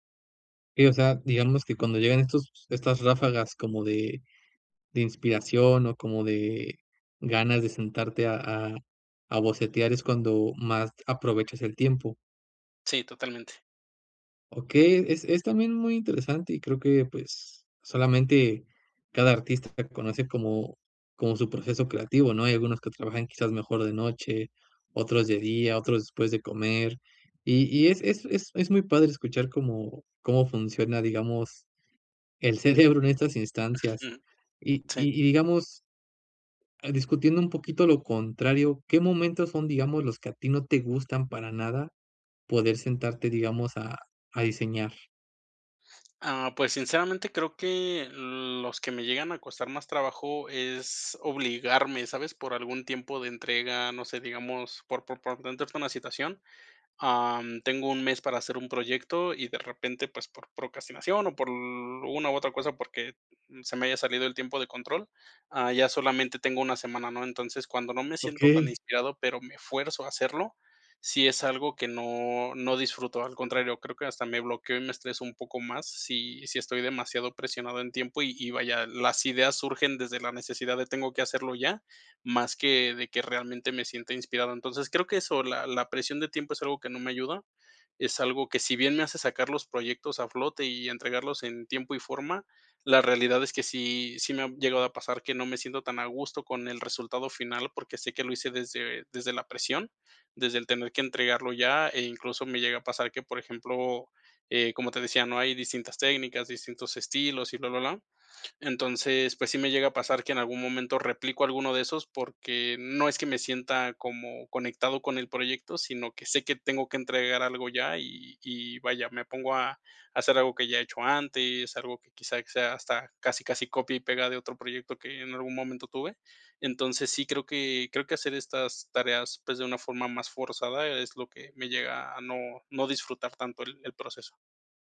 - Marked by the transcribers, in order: none
- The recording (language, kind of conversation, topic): Spanish, advice, ¿Cómo puedo dejar de procrastinar y crear hábitos de trabajo diarios?